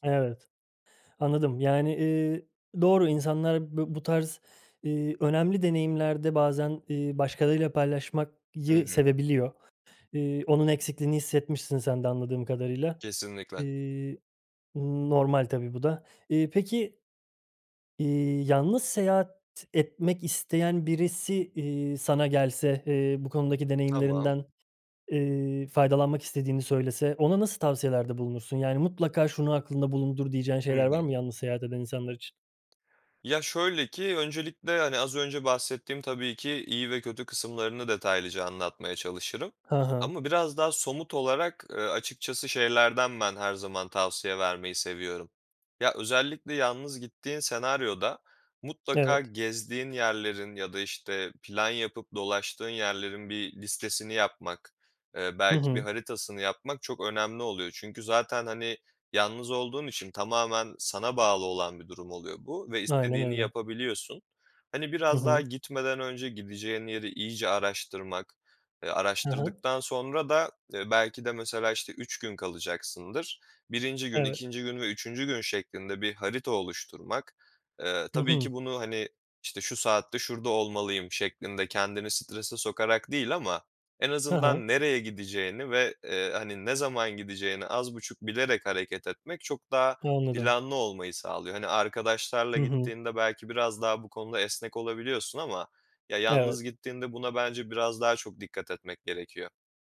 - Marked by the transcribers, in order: other background noise; "paylaşmayı" said as "paylaşmakyı"; other noise; tapping
- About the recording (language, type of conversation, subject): Turkish, podcast, Yalnız seyahat etmenin en iyi ve kötü tarafı nedir?